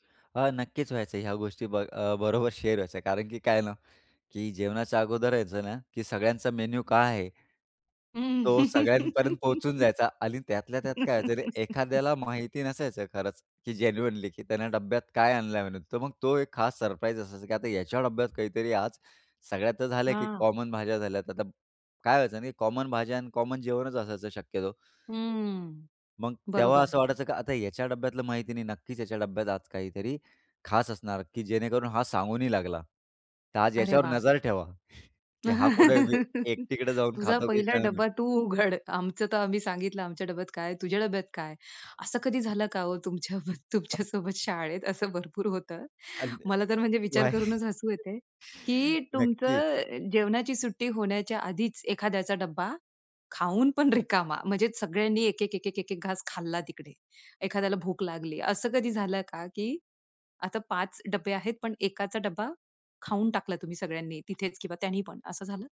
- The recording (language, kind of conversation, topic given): Marathi, podcast, शाळेच्या दुपारच्या जेवणाची मजा कशी होती?
- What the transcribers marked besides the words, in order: other background noise; in English: "शेअर"; joyful: "सगळ्यांपर्यंत पोहोचून जायचा"; laugh; in English: "जेन्युइनली"; in English: "कॉमन"; in English: "कॉमन"; in English: "कॉमन"; laugh; laughing while speaking: "कुठे एकटीकडे जाऊन खातो, की काय म्हणून"; tapping; laughing while speaking: "तुमच्या बर तुमच्या सोबत शाळेत असं भरपूर होतं"; laughing while speaking: "व्हाय"